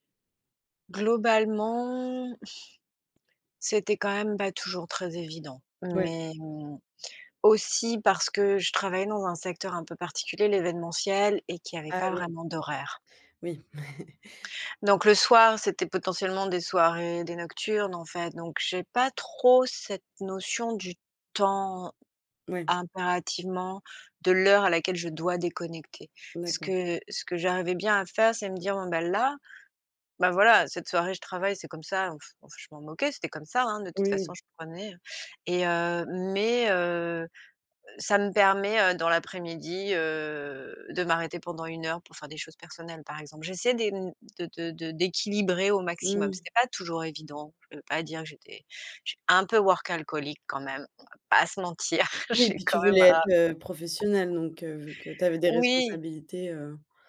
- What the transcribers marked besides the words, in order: drawn out: "Globalement"; exhale; other background noise; chuckle; stressed: "trop"; stressed: "temps"; tapping; blowing; drawn out: "heu"; stressed: "un peu"; in English: "Workaholic"; stressed: "pas"; laughing while speaking: "j'ai quand même, heu"
- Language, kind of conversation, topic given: French, podcast, Quelles habitudes numériques t’aident à déconnecter ?